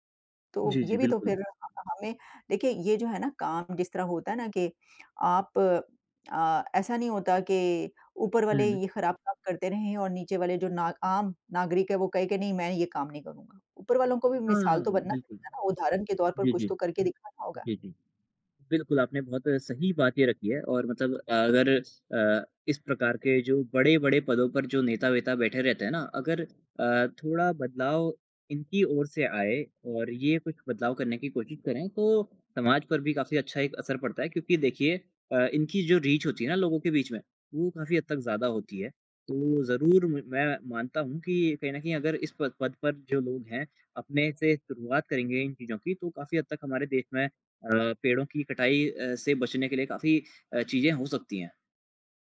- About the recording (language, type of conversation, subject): Hindi, unstructured, पेड़ों की कटाई से हमें क्या नुकसान होता है?
- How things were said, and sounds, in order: in English: "रीच"